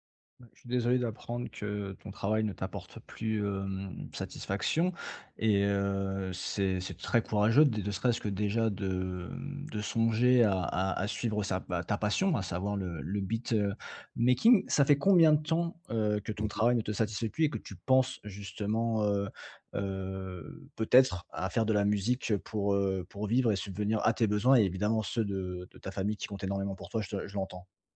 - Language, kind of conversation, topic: French, advice, Comment puis-je concilier les attentes de ma famille avec mes propres aspirations personnelles ?
- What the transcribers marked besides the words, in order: in English: "beatmaking"; stressed: "penses"